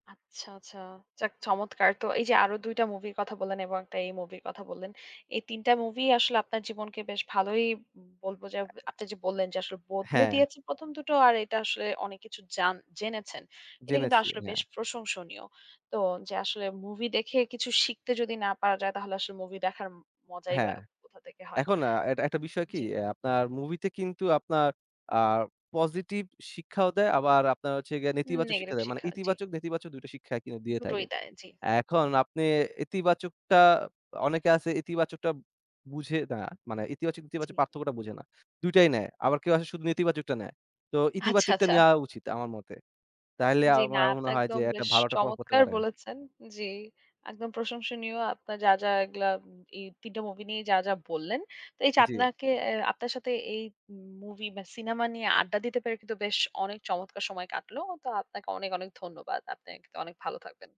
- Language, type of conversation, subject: Bengali, podcast, কোন সিনেমাটি তোমার জীবন বা দৃষ্টিভঙ্গি বদলে দিয়েছে, আর কেন?
- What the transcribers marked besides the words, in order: laughing while speaking: "আচ্ছা, আচ্ছা"; "তাহলে" said as "তাইলে"